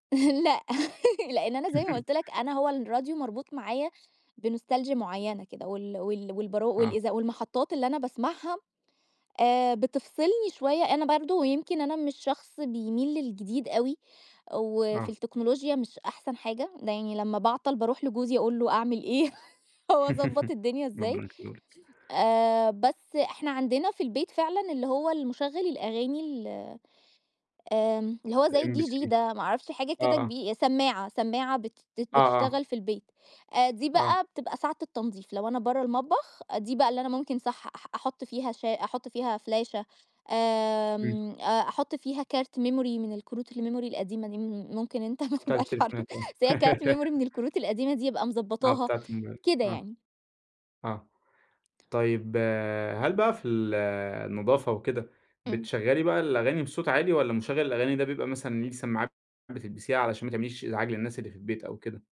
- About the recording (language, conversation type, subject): Arabic, podcast, إزاي بتفصل عن الموبايل لما تحب ترتاح؟
- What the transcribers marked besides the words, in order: chuckle; laugh; in English: "بنوستالجيا"; tapping; laugh; in English: "الDJ"; in English: "فلاشة"; in English: "memory"; in English: "الmemory"; laughing while speaking: "ممكن أنت ما تبقاش عارف"; in English: "memory"; laugh